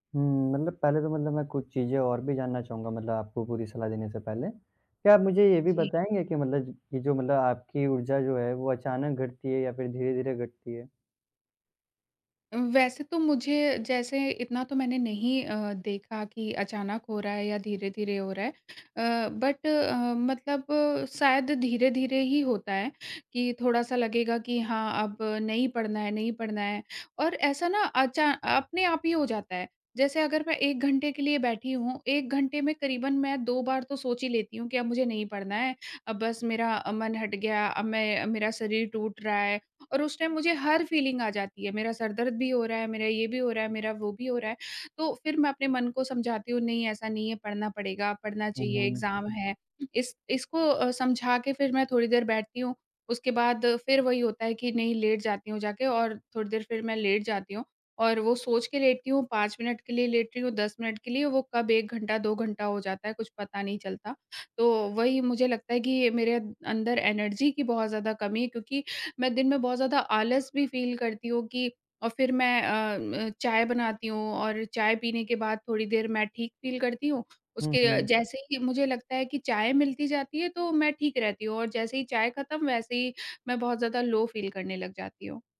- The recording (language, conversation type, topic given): Hindi, advice, दिनभर मेरी ऊर्जा में उतार-चढ़ाव होता रहता है, मैं इसे कैसे नियंत्रित करूँ?
- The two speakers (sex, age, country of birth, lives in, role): female, 30-34, India, India, user; male, 18-19, India, India, advisor
- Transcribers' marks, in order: other background noise; tapping; in English: "बट"; in English: "टाइम"; in English: "फीलिंग"; in English: "एग्ज़ैम"; background speech; in English: "एनर्जी"; in English: "फ़ील"; in English: "फ़ील"; in English: "लो फ़ील"